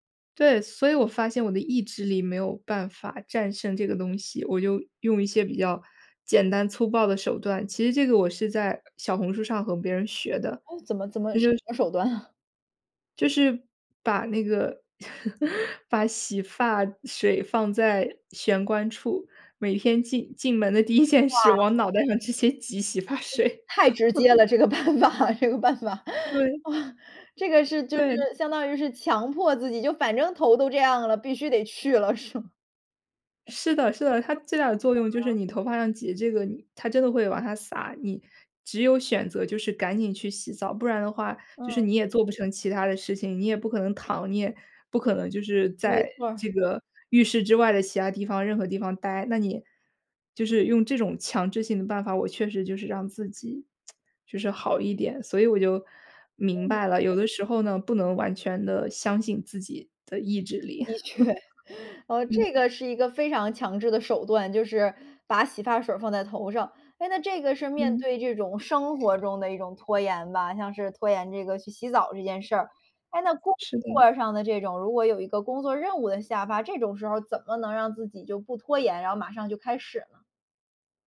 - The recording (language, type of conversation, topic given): Chinese, podcast, 你是如何克服拖延症的，可以分享一些具体方法吗？
- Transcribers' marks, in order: laughing while speaking: "手段啊？"; chuckle; other background noise; laughing while speaking: "第一 件事往脑袋上直接挤洗发水"; other noise; chuckle; laughing while speaking: "办法，这个办法"; chuckle; chuckle; background speech; lip smack; laughing while speaking: "的确"; chuckle